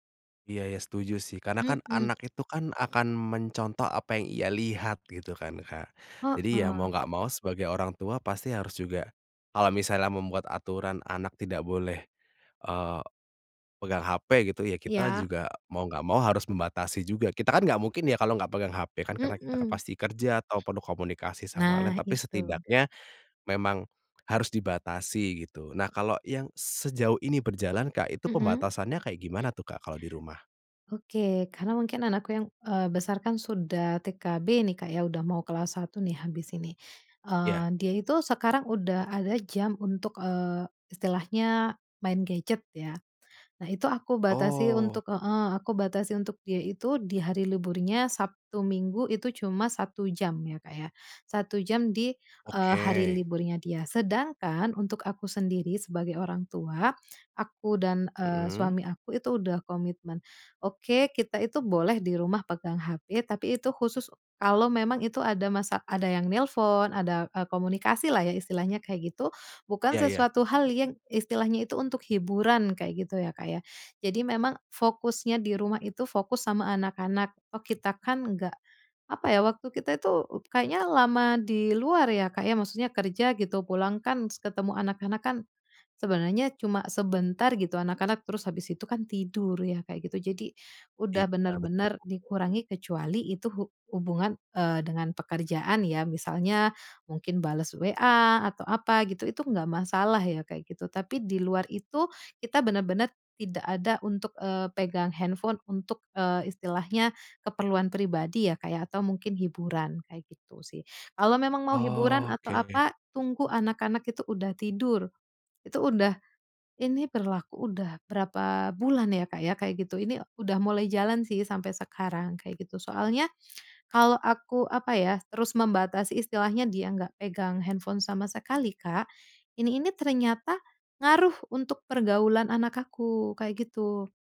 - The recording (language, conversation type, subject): Indonesian, podcast, Bagaimana kalian mengatur waktu layar gawai di rumah?
- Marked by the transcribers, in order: other background noise; drawn out: "Oke"